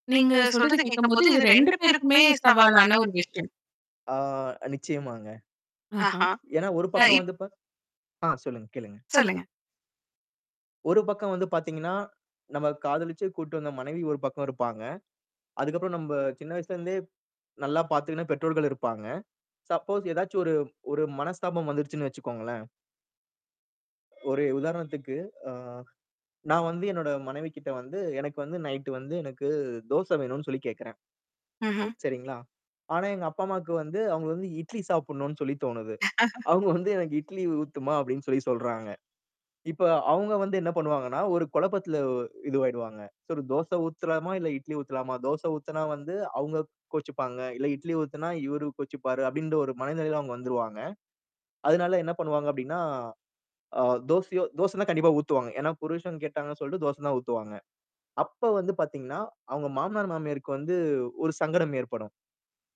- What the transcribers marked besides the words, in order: other noise; mechanical hum; horn; in English: "சப்போஸ்"; tapping; laugh; chuckle; other background noise
- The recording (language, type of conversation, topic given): Tamil, podcast, குடும்பப் பொறுப்புகளையும் காதல் வாழ்க்கையையும் எப்படி சமநிலைப்படுத்தி நடத்துவது?